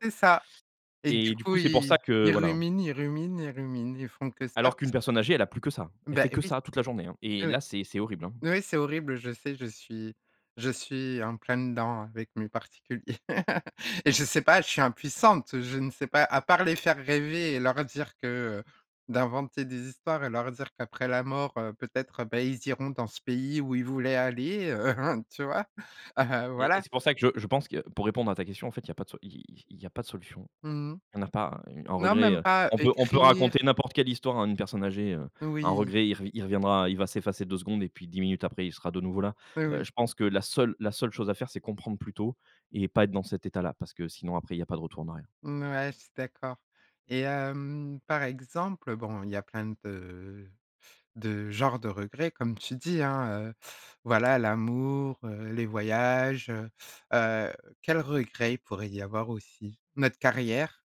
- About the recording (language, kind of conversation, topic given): French, podcast, Peut-on transformer un regret en force ?
- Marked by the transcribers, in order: chuckle; chuckle